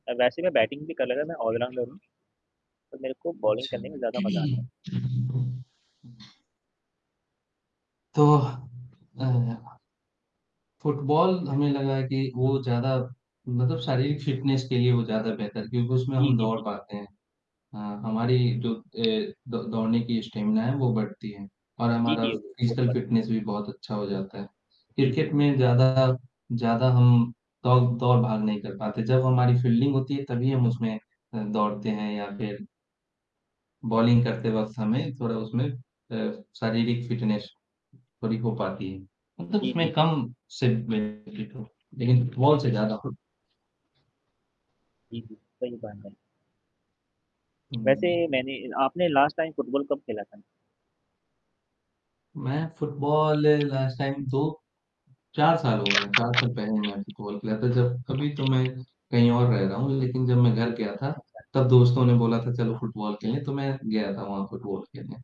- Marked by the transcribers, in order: in English: "बैटिंग"; other background noise; in English: "ऑलराउंडर"; in English: "बॉलिंग"; static; throat clearing; in English: "फ़िटनेस"; tapping; in English: "स्टेमिना"; in English: "फिज़िकल फ़िटनेस"; unintelligible speech; in English: "बॉलिंग"; in English: "फ़िटनेस"; unintelligible speech; in English: "बॉल"; in English: "लास्ट टाइम"; in English: "लास्ट टाइम"
- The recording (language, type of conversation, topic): Hindi, unstructured, क्या आपको क्रिकेट खेलना ज्यादा पसंद है या फुटबॉल?